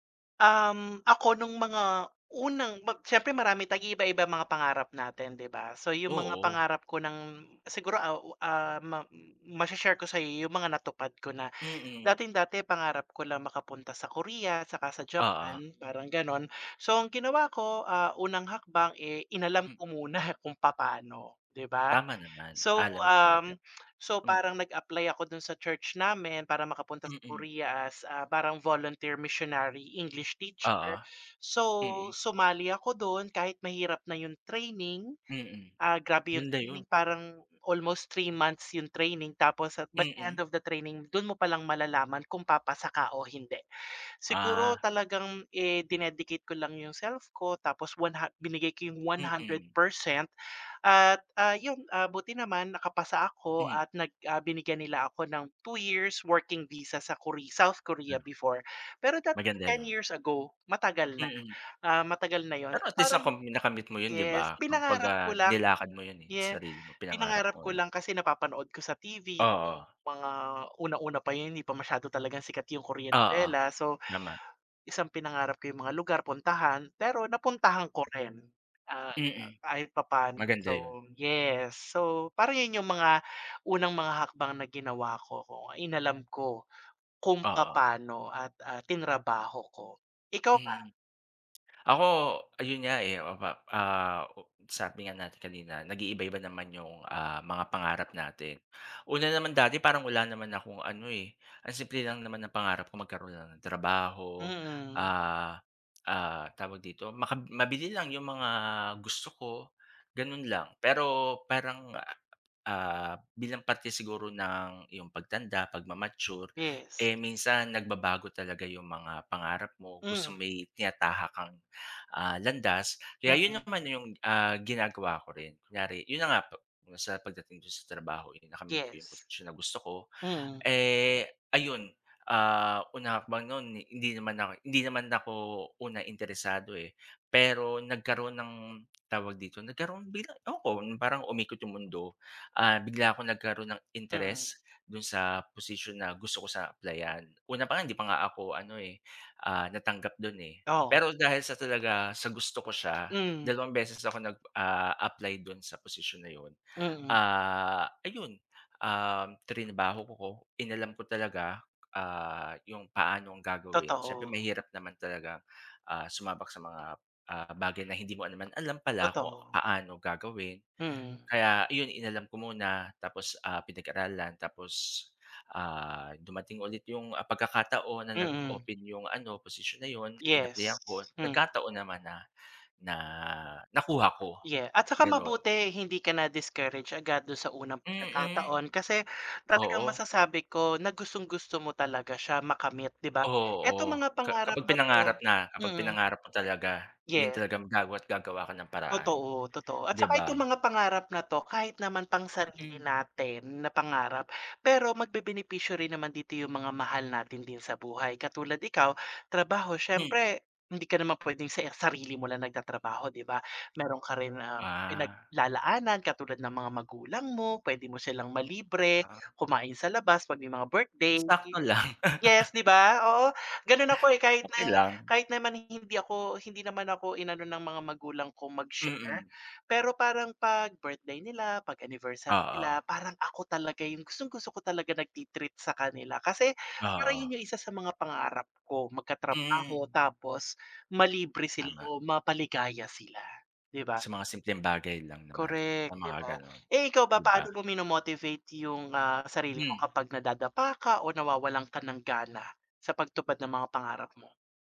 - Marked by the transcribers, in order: laughing while speaking: "muna"; lip smack; tapping; other background noise; chuckle; scoff
- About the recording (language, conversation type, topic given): Filipino, unstructured, Paano mo balak makamit ang mga pangarap mo?